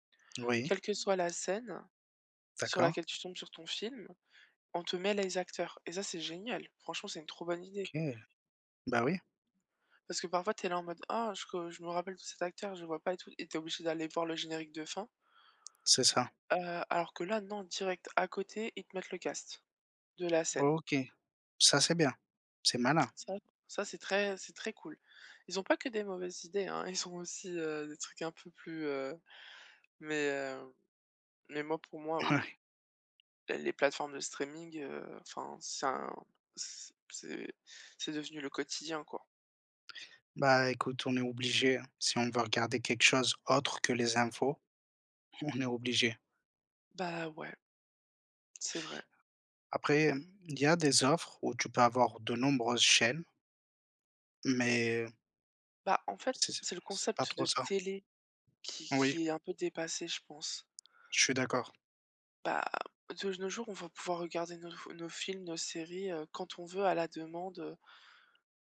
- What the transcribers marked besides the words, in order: "casting" said as "cast"
- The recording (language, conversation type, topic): French, unstructured, Quel rôle les plateformes de streaming jouent-elles dans vos loisirs ?